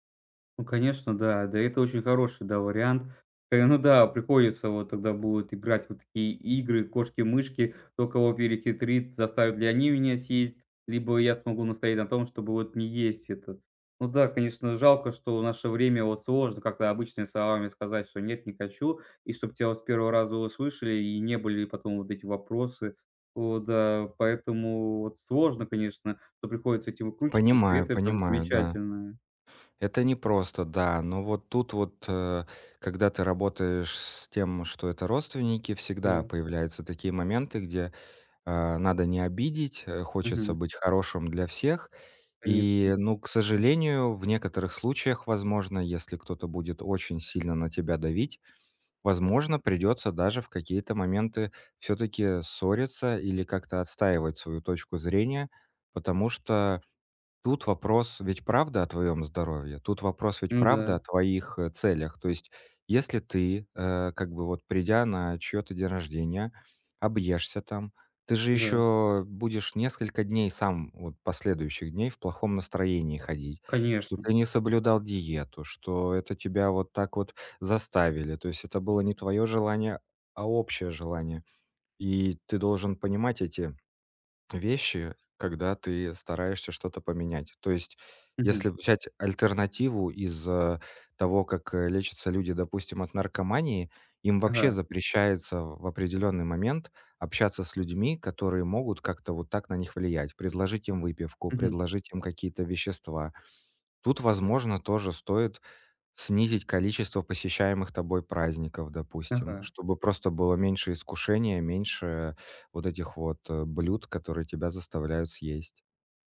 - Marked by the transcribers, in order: none
- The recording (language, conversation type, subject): Russian, advice, Как вежливо и уверенно отказаться от нездоровой еды?